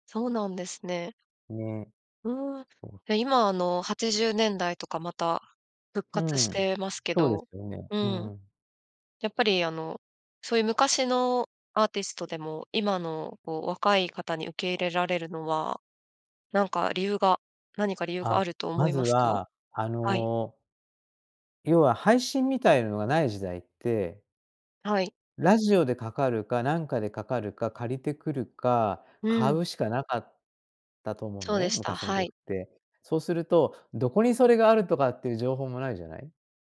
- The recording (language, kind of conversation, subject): Japanese, podcast, 一番影響を受けたアーティストはどなたですか？
- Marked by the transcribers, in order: none